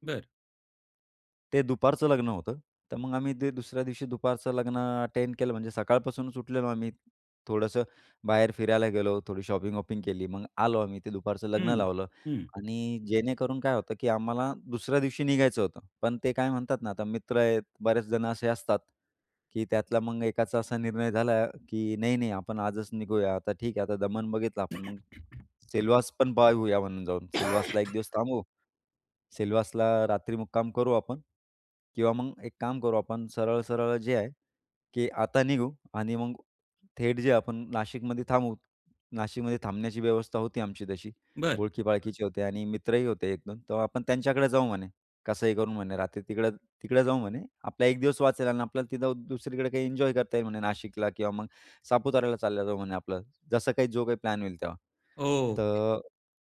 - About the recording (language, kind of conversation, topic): Marathi, podcast, कधी तुमचा जवळजवळ अपघात होण्याचा प्रसंग आला आहे का, आणि तो तुम्ही कसा टाळला?
- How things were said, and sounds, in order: in English: "अटेंड"; in English: "शॉपिंग-वॉपिंग"; cough; other background noise; "सिलवास" said as "सेलवास"; cough; tapping